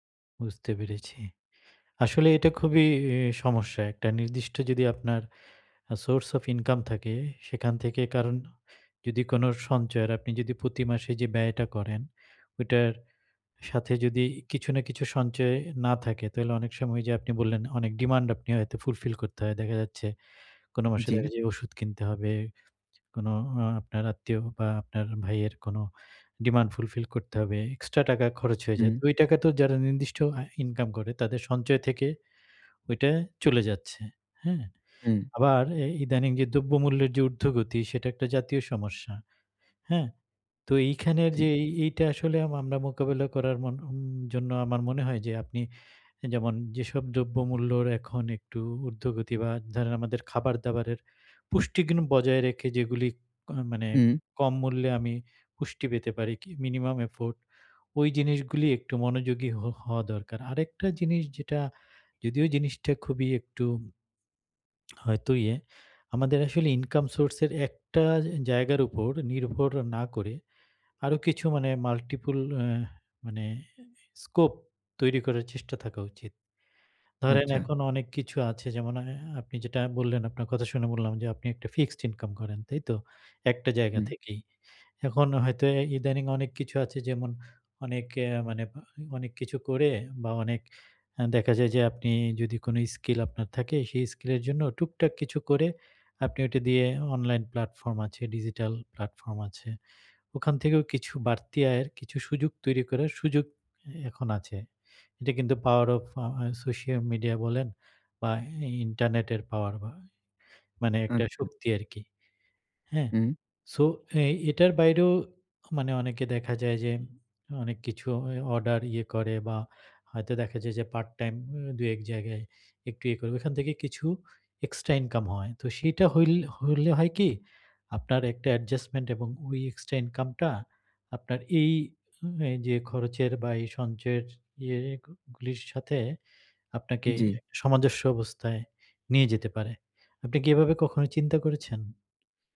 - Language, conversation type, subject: Bengali, advice, আর্থিক দুশ্চিন্তা কমাতে আমি কীভাবে বাজেট করে সঞ্চয় শুরু করতে পারি?
- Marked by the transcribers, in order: tongue click; other background noise; tapping